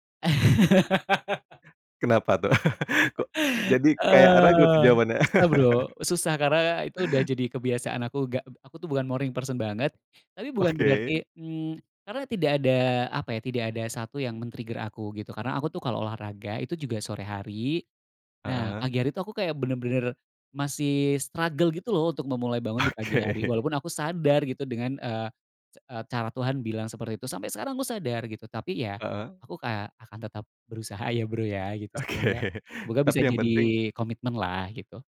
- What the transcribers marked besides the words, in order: laugh; laugh; laugh; in English: "morning person"; in English: "men-trigger"; in English: "struggle"; laughing while speaking: "Oke"; laughing while speaking: "Oke"
- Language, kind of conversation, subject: Indonesian, podcast, Ceritakan momen matahari terbit atau terbenam yang paling kamu ingat?